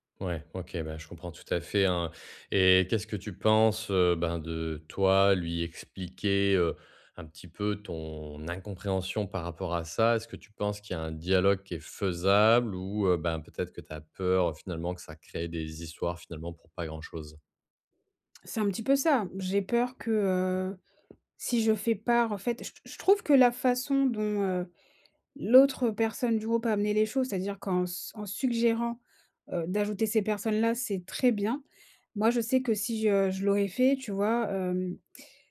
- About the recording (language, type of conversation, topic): French, advice, Comment demander une contribution équitable aux dépenses partagées ?
- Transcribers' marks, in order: tapping